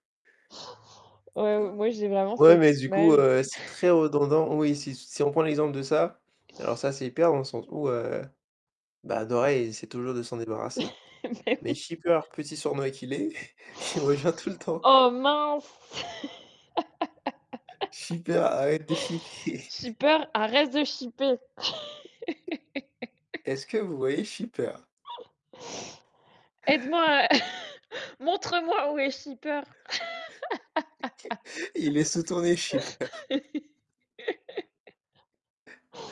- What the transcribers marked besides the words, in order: other background noise; tapping; unintelligible speech; distorted speech; laughing while speaking: "Mais oui"; chuckle; laughing while speaking: "il rejoint tout le temps"; laugh; laughing while speaking: "chiper !"; laugh; chuckle; laugh; laughing while speaking: "Chipeur !"; laugh
- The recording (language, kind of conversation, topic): French, unstructured, Les super-héros devraient-ils avoir des ennemis jurés ou des adversaires qui changent au fil du temps ?